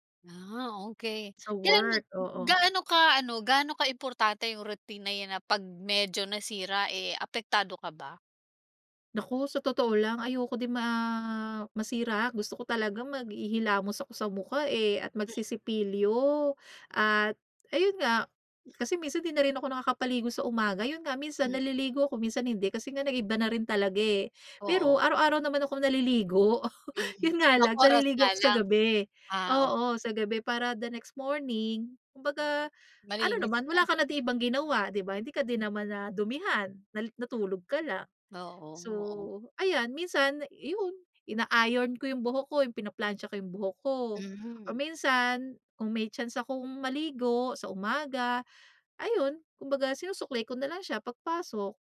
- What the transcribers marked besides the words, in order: chuckle
- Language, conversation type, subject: Filipino, podcast, Puwede mo bang ikuwento ang paborito mong munting ritwal tuwing umaga?